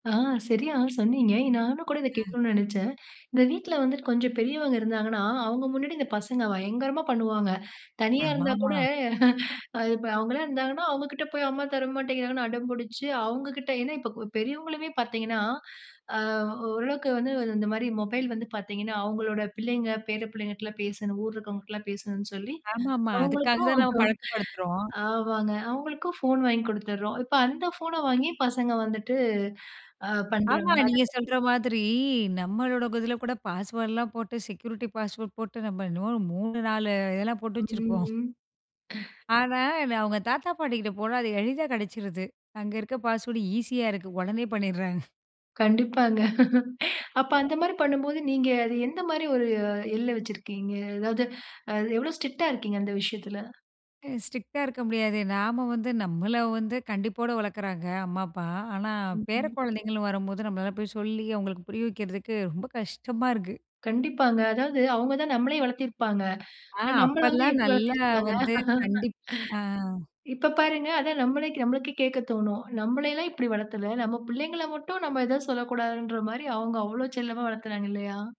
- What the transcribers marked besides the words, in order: chuckle; chuckle; in English: "பாஸ்வேர்ட்லாம்"; in English: "செக்யூரிட்டி பாஸ்வேர்ட்"; other noise; in English: "பாஸ்வேர்டு"; snort; laugh; tapping; in English: "ஸ்ட்ரிக்ட்டா"; in English: "ஸ்ட்ரிக்ட்டா"; laugh
- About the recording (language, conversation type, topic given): Tamil, podcast, குழந்தைகளுக்கான திரை நேர எல்லையை எப்படி நிர்ணயிப்பீர்கள்?